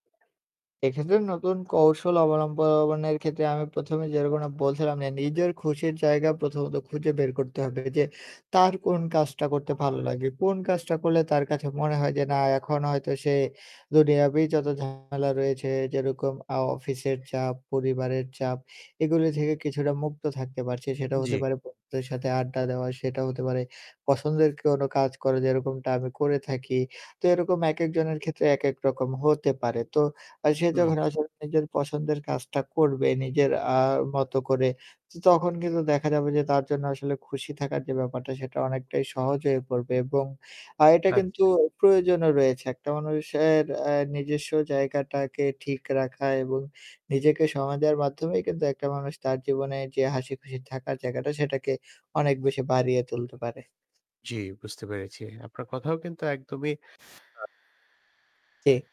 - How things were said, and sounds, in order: static; "অবলম্বনের" said as "অবলম্বলবনের"; "দুনিয়াতেই" said as "দুনিয়াবেই"; distorted speech
- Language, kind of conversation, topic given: Bengali, podcast, কোন ধরনের কাজ করলে তুমি সত্যিই খুশি হও বলে মনে হয়?